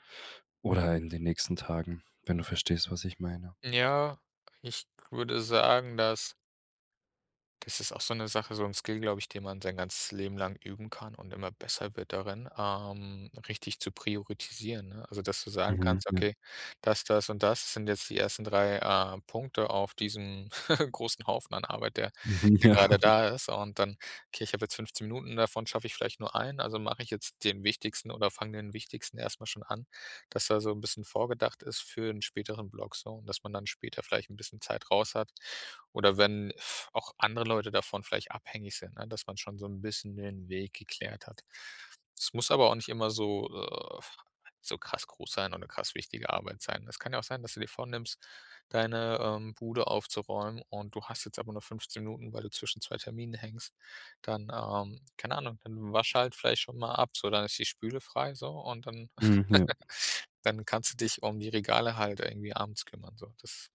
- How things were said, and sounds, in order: "priorisieren" said as "prioretisieren"; chuckle; laughing while speaking: "Mhm. Ja"; chuckle
- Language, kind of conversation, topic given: German, podcast, Wie nutzt du 15-Minuten-Zeitfenster sinnvoll?